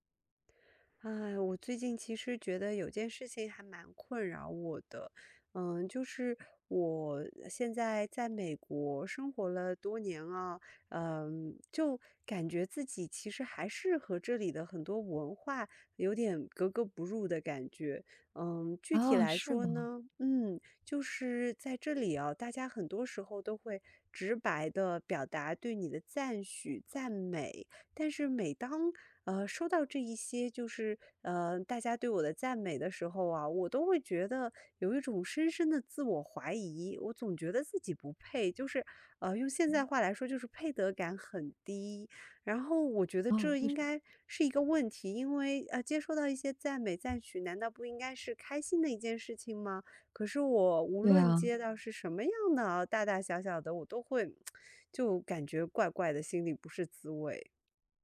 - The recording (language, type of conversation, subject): Chinese, advice, 为什么我很难接受别人的赞美，总觉得自己不配？
- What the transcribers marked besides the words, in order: tsk